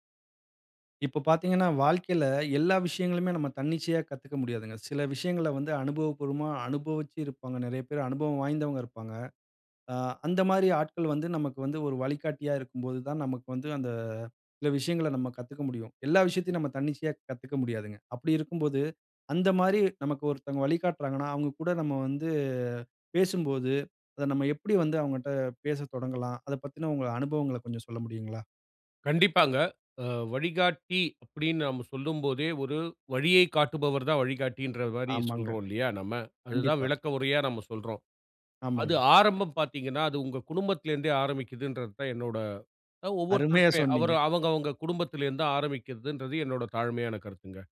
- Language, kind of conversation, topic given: Tamil, podcast, வழிகாட்டியுடன் திறந்த உரையாடலை எப்படித் தொடங்குவது?
- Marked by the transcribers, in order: drawn out: "அந்த"